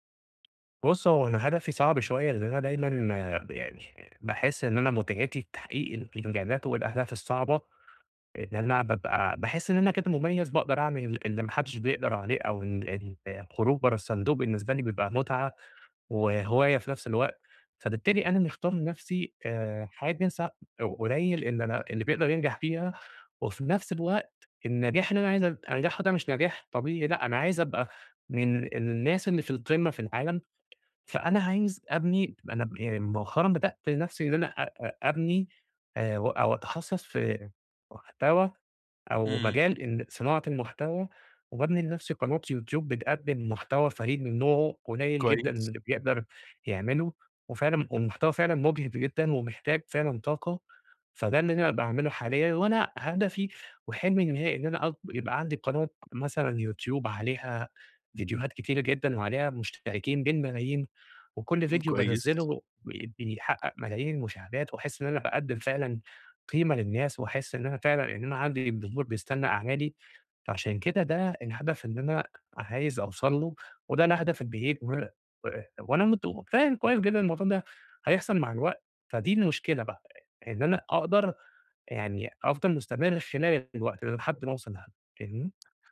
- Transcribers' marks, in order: tapping; other background noise
- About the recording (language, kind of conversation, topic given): Arabic, advice, إزاي أفضل متحفّز وأحافظ على الاستمرارية في أهدافي اليومية؟